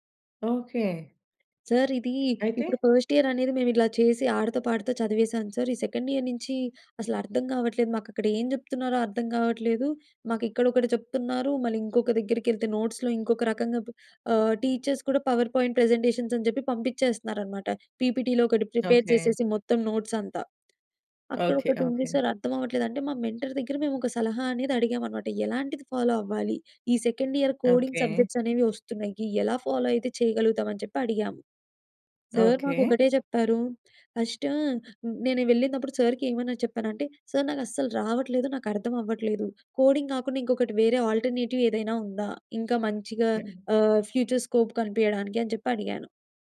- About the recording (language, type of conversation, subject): Telugu, podcast, మీరు ఒక గురువు నుండి మంచి సలహాను ఎలా కోరుకుంటారు?
- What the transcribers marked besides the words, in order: in English: "ఫస్ట్ ఇయర్"; in English: "సెకండ్ ఇయర్‍"; in English: "నోట్స్‌లో"; in English: "టీచర్స్"; in English: "పవర్ పాయింట్ ప్రజెంటేషన్స్"; in English: "పీపీటీలో"; in English: "ప్రిపేర్"; in English: "నోట్స్"; in English: "మెంటార్"; in English: "సెకండ్ ఇయర్ కోడింగ్ సబ్జెక్ట్స్"; in English: "ఫస్ట్"; in English: "అల్ట్రర్నేటివ్"; in English: "ఫ్యూచర్ స్కోప్"